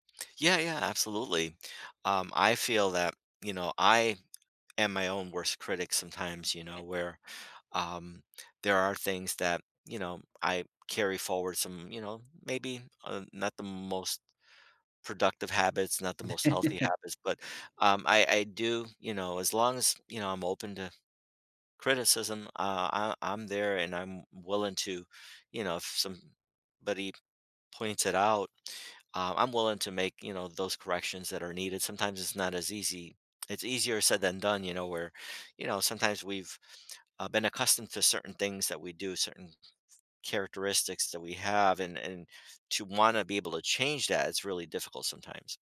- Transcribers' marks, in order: tapping; chuckle; other background noise
- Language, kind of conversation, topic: English, unstructured, How can I stay connected when someone I care about changes?